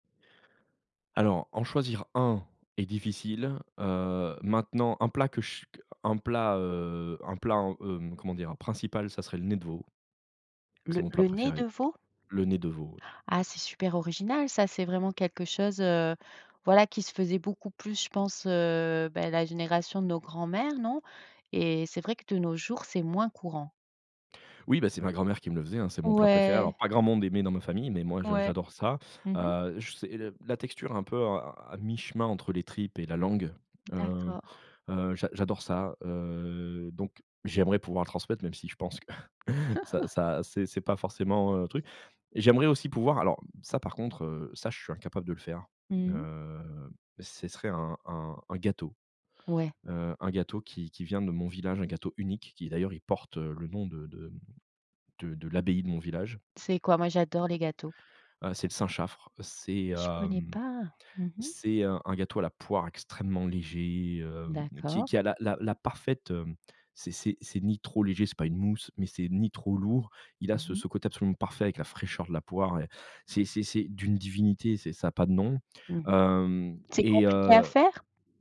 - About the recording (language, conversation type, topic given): French, podcast, Quel plat aimerais-tu transmettre à la génération suivante ?
- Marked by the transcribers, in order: tapping; chuckle; other background noise